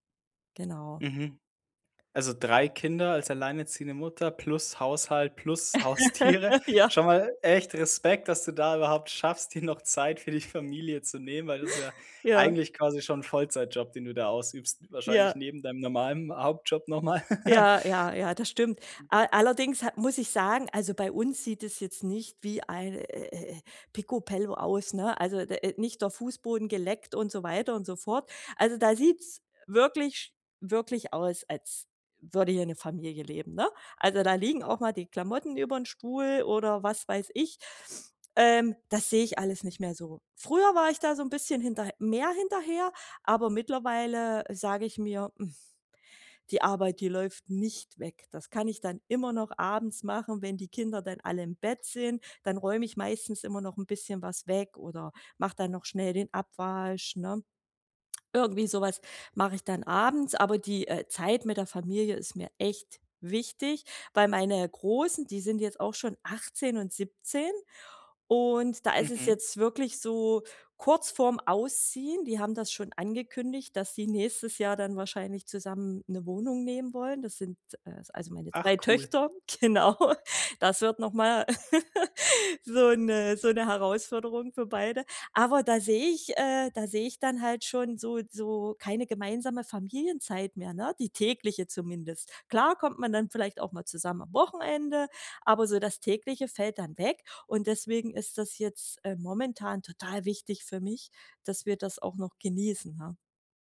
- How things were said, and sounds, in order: laugh; laughing while speaking: "dir noch Zeit für die Familie"; other background noise; chuckle; "picobello" said as "Picopello"; sniff; sigh; stressed: "echt"; laughing while speaking: "genau"; laugh
- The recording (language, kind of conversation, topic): German, podcast, Wie schafft ihr es trotz Stress, jeden Tag Familienzeit zu haben?